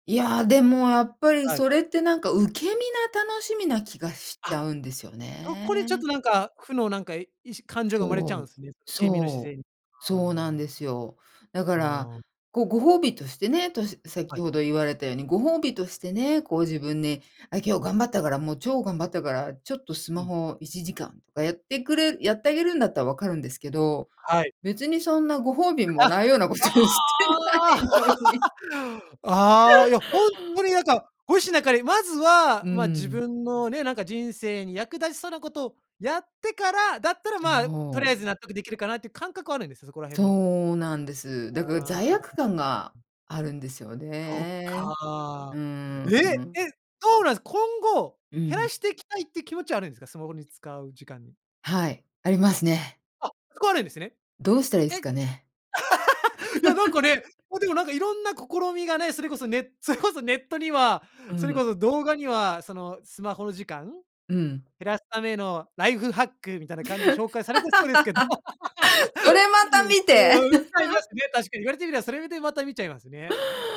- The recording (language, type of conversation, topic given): Japanese, podcast, スマホと上手に付き合うために、普段どんな工夫をしていますか？
- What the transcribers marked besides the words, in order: laugh; laughing while speaking: "ことしてないのに"; laugh; laugh; laugh; laugh